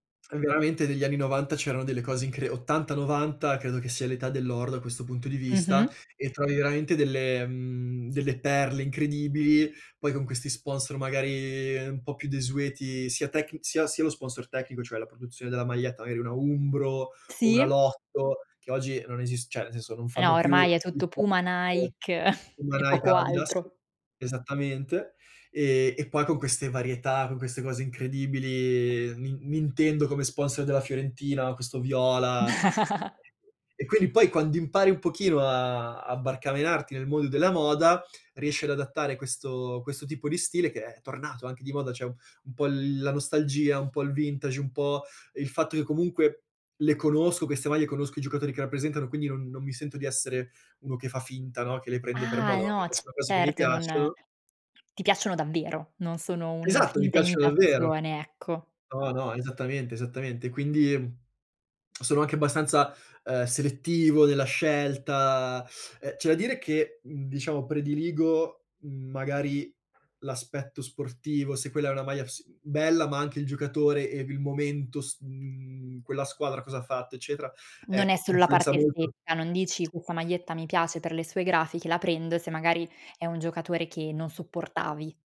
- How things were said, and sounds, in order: tapping; "cioè" said as "ceh"; unintelligible speech; chuckle; laugh; "cioè" said as "ceh"; other background noise
- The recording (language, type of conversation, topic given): Italian, podcast, Che cosa ti fa sentire davvero te stesso/a quando ti vesti?